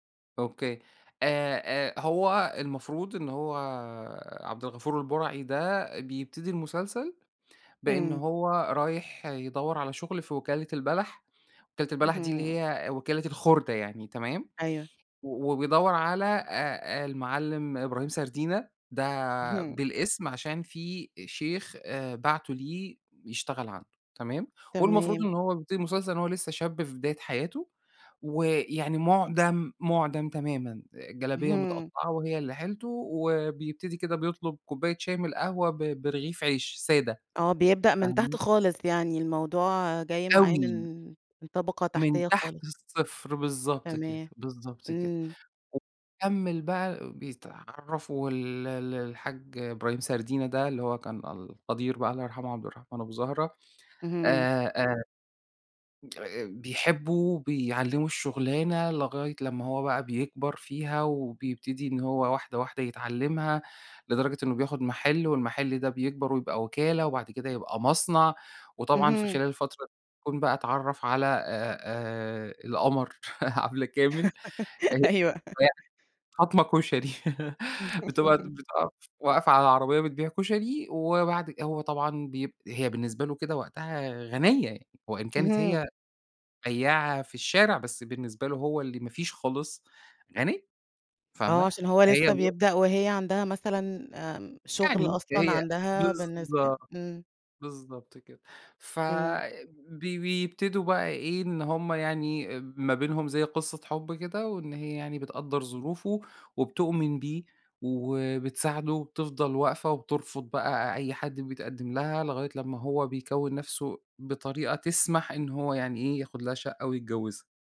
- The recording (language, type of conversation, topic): Arabic, podcast, احكيلي عن مسلسل أثر فيك؟
- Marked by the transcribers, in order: laugh; laughing while speaking: "أيوه"; laugh; unintelligible speech; chuckle; laugh